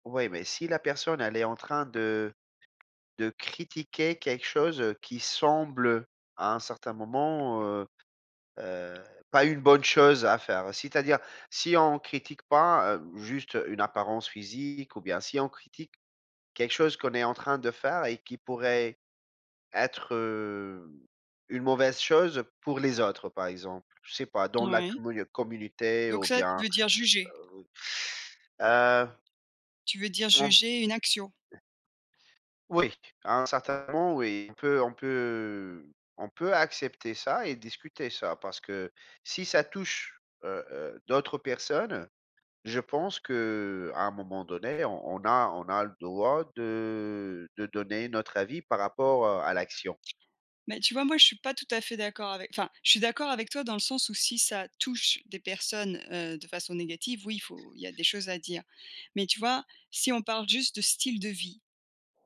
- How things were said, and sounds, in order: unintelligible speech; other background noise; stressed: "touche"
- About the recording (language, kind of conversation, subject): French, unstructured, Comment réagir lorsque quelqu’un critique ton style de vie ?